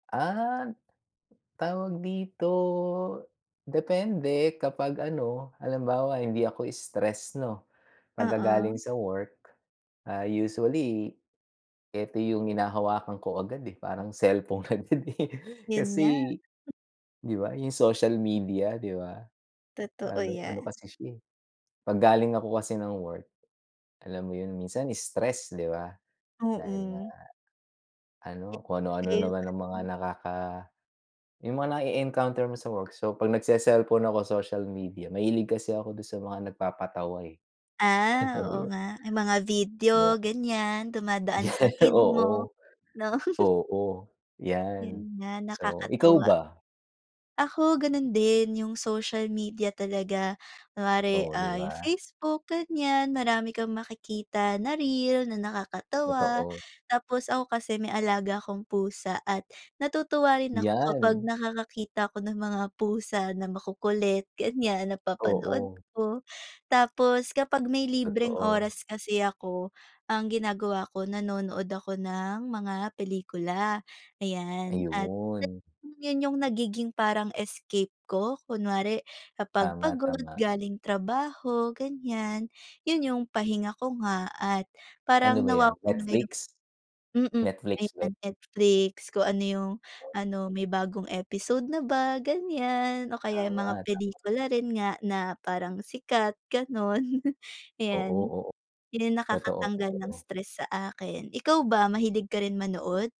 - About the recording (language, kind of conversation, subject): Filipino, unstructured, Paano ka napapasaya ng paggamit ng mga bagong aplikasyon o kagamitan?
- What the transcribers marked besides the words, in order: drawn out: "dito"; laughing while speaking: "agad eh"; unintelligible speech; chuckle; laugh; laughing while speaking: "'no?"; chuckle